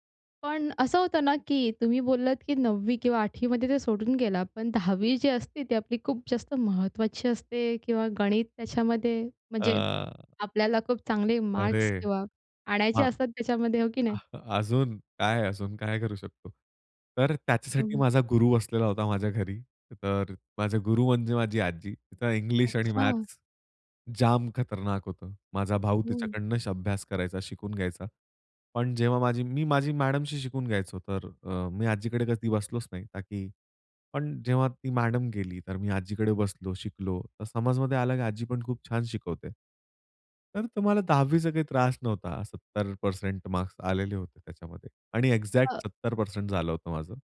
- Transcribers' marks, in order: in English: "एक्झॅक्ट"
- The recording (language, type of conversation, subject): Marathi, podcast, शाळेतल्या एखाद्या शिक्षकामुळे कधी शिकायला प्रेम झालंय का?